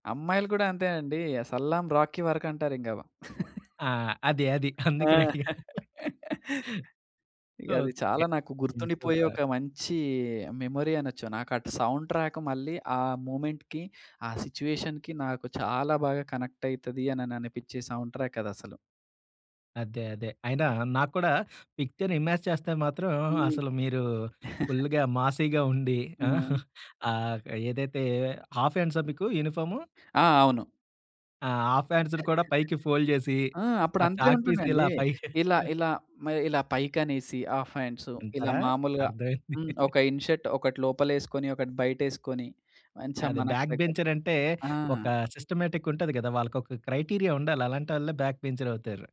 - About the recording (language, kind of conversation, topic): Telugu, podcast, నీ జీవితానికి నేపథ్య సంగీతం ఉంటే అది ఎలా ఉండేది?
- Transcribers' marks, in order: giggle; laughing while speaking: "అందుకనే అడిగాను"; in English: "మెమరీ"; in English: "సూపర్!"; in English: "సౌండ్ ట్రాక్"; in English: "మూవ్మెంట్‌కి"; in English: "సిట్యుయేషన్‌కి"; in English: "కనెక్ట్"; in English: "సౌండ్ ట్రాక్"; in English: "పిక్చర్ ఇమేజ్"; chuckle; in English: "మాసీగా"; chuckle; in English: "హాఫ్ హ్యాండ్సా"; in English: "హాఫ్ హ్యాండ్స్‌ని"; giggle; in English: "ఫోల్డ్"; in English: "చాక్ పీస్"; chuckle; in English: "ఇన్ షర్ట్"; giggle; in English: "బ్యాక్ బెంచర్"; in English: "సిస్టమాటిక్"; in English: "క్రైటీరియా"; in English: "బ్యాక్ బెంచర్"